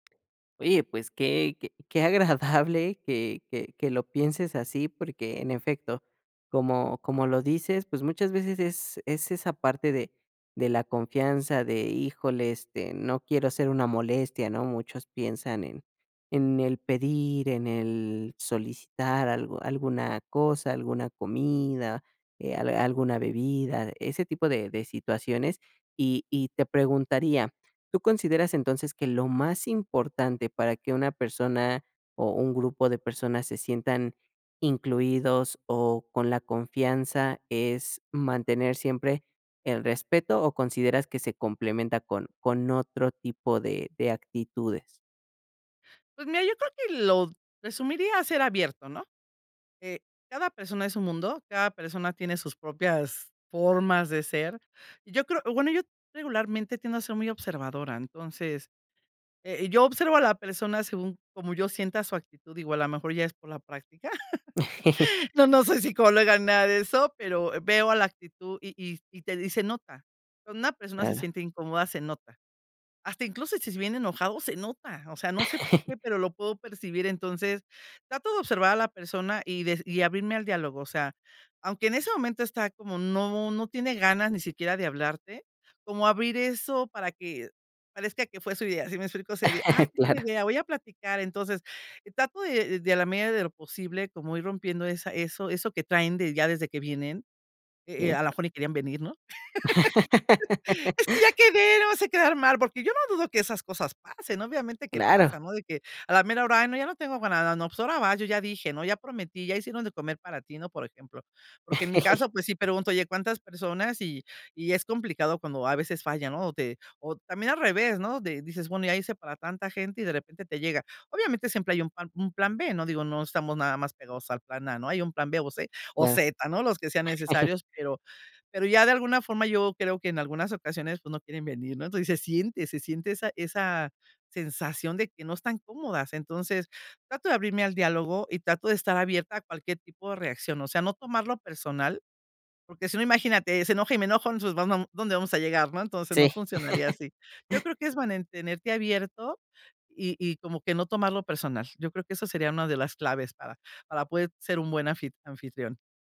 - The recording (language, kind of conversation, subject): Spanish, podcast, ¿Qué trucos usas para que todos se sientan incluidos en la mesa?
- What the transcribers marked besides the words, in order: laughing while speaking: "qué agradable"; chuckle; laughing while speaking: "No, no soy psicóloga ni nada de eso"; chuckle; laugh; chuckle; laugh; laughing while speaking: "Es que ya quedé, no vayas a quedar mal"; laugh; chuckle; chuckle; "mantenerte" said as "manentenerte"